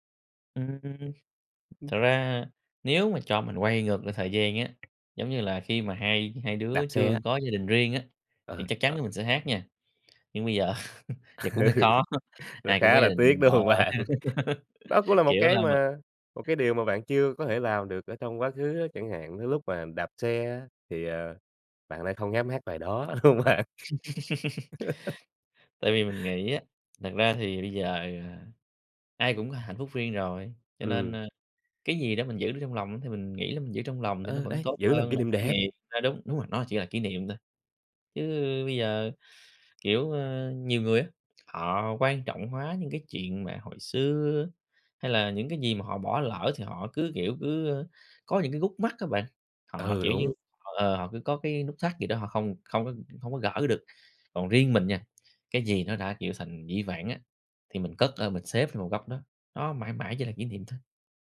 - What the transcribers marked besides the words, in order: tapping; laugh; laughing while speaking: "Nó khá là tiếc, đúng hông bạn?"; laughing while speaking: "giờ"; laughing while speaking: "khó"; other background noise; laughing while speaking: "ha"; laughing while speaking: "đúng không bạn?"; laugh; "khúc" said as "gúc"
- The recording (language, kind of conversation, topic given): Vietnamese, podcast, Bài hát nào luôn chạm đến trái tim bạn mỗi khi nghe?